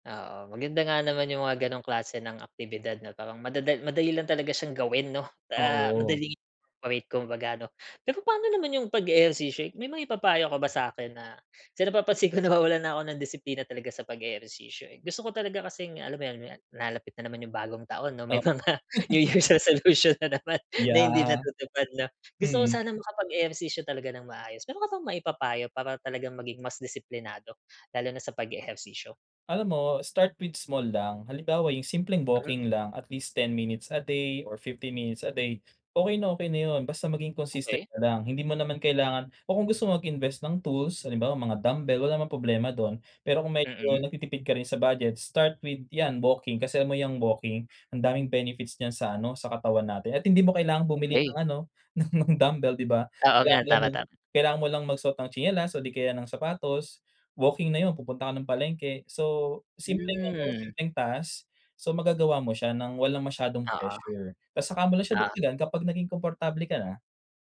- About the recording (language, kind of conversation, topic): Filipino, advice, Paano ako magiging mas disiplinado at makakabuo ng regular na pang-araw-araw na gawain?
- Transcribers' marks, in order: unintelligible speech; laughing while speaking: "nawawalan"; laughing while speaking: "may mga New Year's resolution na naman na hindi natutupad, 'no?"; chuckle; in English: "start with small"; in English: "at least ten minutes a day or fifty minutes a day"; in English: "start with"; laughing while speaking: "ng mga dumbbell"